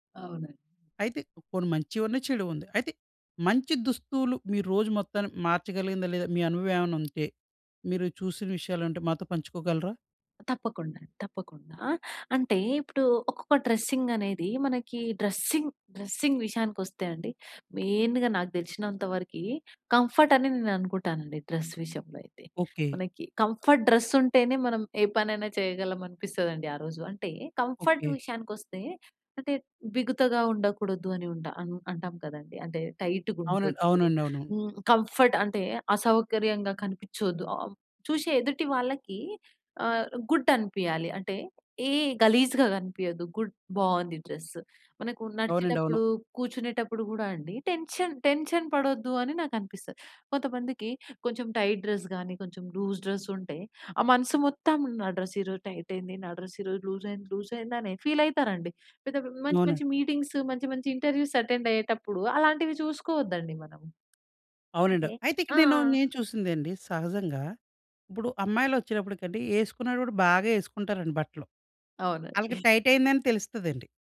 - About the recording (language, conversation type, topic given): Telugu, podcast, ఒక చక్కని దుస్తులు వేసుకున్నప్పుడు మీ రోజు మొత్తం మారిపోయిన అనుభవం మీకు ఎప్పుడైనా ఉందా?
- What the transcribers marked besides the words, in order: tapping; in English: "డ్రెస్సింగ్"; in English: "డ్రెస్సింగ్, డ్రెస్సింగ్"; in English: "మెయిన్‌గ"; in English: "కంఫర్ట్"; in English: "డ్రెస్"; in English: "కంఫర్ట్ డ్రెస్"; in English: "కంఫర్ట్"; in English: "టైట్‌గా"; in English: "కంఫర్ట్"; in English: "గుడ్"; in English: "గుడ్"; in English: "టెన్షన్ టెన్షన్"; in English: "టైట్ డ్రెస్"; in English: "లూజ్ డ్రెస్"; in English: "డ్రెస్"; in English: "టైట్"; in English: "డ్రెస్"; in English: "లూజ్"; in English: "లూజ్"; in English: "ఫీల్"; in English: "మీటింగ్స్"; in English: "ఇంటర్వ్యూస్ అటెండ్"; in English: "టైట్"; chuckle